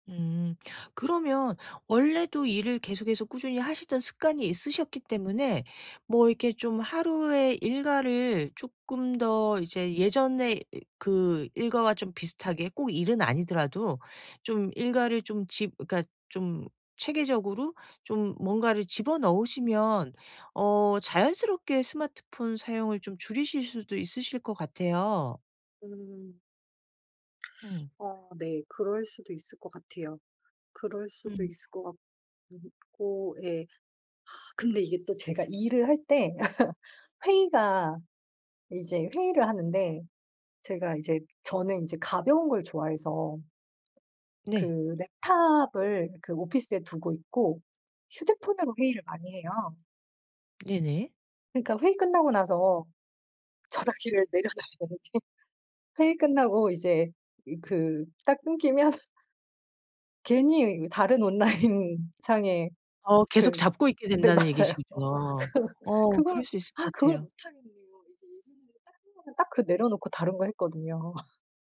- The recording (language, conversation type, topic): Korean, advice, 디지털 환경의 자극이 많아 생활에 방해가 되는데, 어떻게 관리하면 좋을까요?
- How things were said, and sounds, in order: other background noise; tapping; laugh; in English: "랩탑을"; in English: "오피스에"; laughing while speaking: "전화기를 내려 달라는 게"; laughing while speaking: "끊기면"; laughing while speaking: "온라인"; laughing while speaking: "맞아요. 그"; laugh